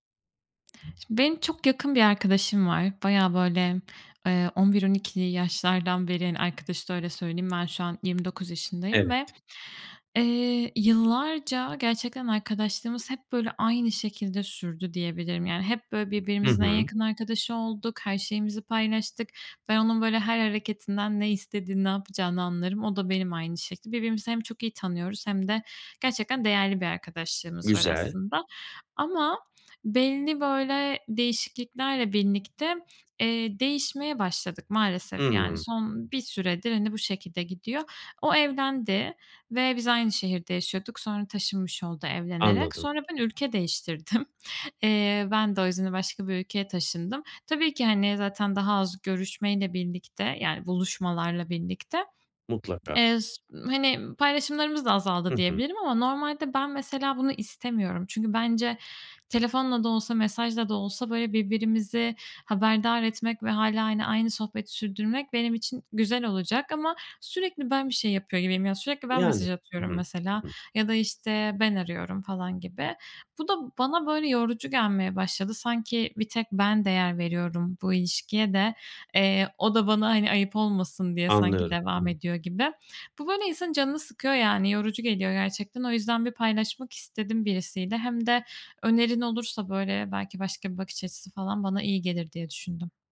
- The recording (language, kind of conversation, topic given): Turkish, advice, Arkadaşlıkta çabanın tek taraflı kalması seni neden bu kadar yoruyor?
- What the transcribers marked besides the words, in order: other background noise; laughing while speaking: "değiştirdim"; swallow